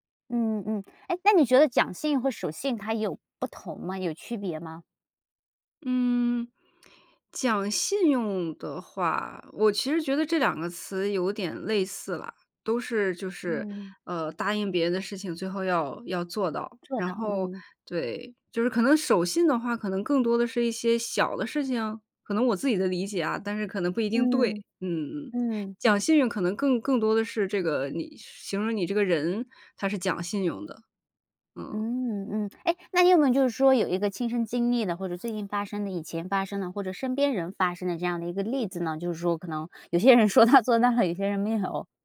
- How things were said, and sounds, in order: laughing while speaking: "说到做到了"; laughing while speaking: "没有"
- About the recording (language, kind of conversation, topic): Chinese, podcast, 你怎么看“说到做到”在日常生活中的作用？